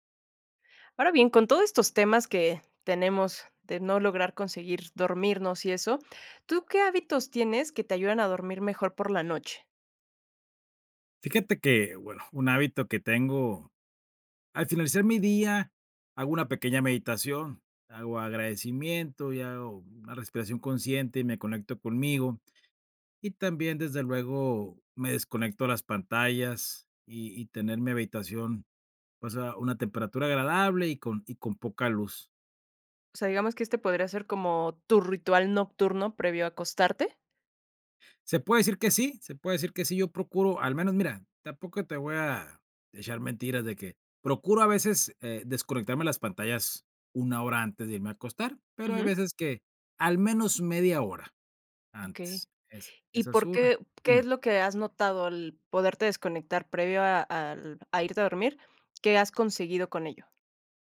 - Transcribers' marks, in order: none
- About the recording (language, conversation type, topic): Spanish, podcast, ¿Qué hábitos te ayudan a dormir mejor por la noche?